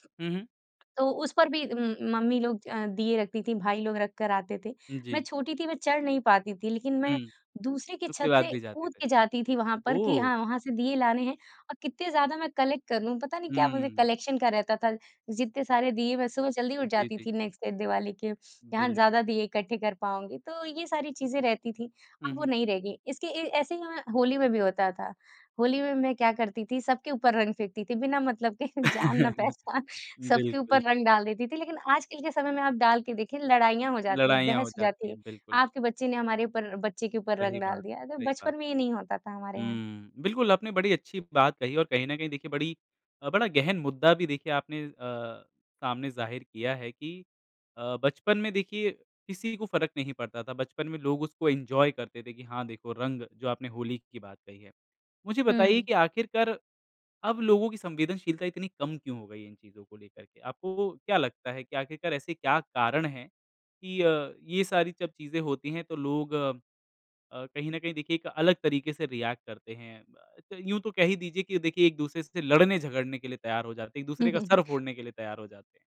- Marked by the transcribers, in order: in English: "कलेक्ट"; in English: "कलेक्शन"; in English: "नेक्स्ट डे"; laughing while speaking: "के जान ना पहचान"; chuckle; in English: "एन्जॉय"; in English: "रिएक्ट"; chuckle
- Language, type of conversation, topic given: Hindi, podcast, बचपन में आपको कौन-सी पारिवारिक परंपरा सबसे ज़्यादा याद आती है?
- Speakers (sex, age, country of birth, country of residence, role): female, 20-24, India, India, guest; male, 25-29, India, India, host